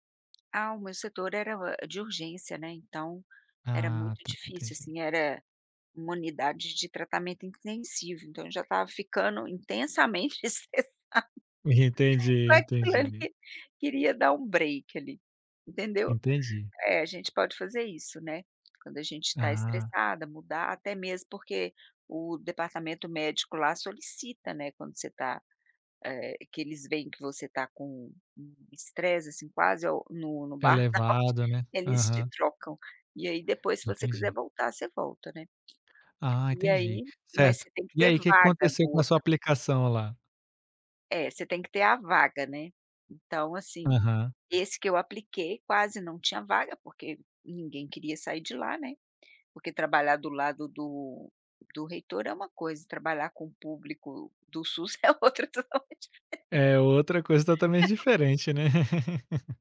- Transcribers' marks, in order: laughing while speaking: "estressada. Mas"; unintelligible speech; in English: "break"; other background noise; tapping; in English: "burnout"; laughing while speaking: "é outra totalmente diferente"; unintelligible speech; laugh
- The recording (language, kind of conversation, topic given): Portuguese, podcast, Quando foi que um erro seu acabou abrindo uma nova porta?